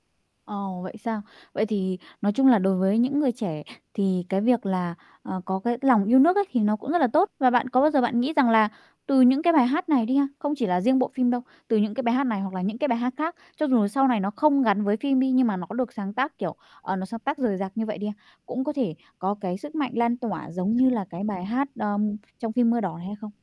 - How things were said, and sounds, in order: tapping; distorted speech; other background noise
- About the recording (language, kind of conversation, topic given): Vietnamese, podcast, Bài hát bạn yêu thích nhất hiện giờ là bài nào?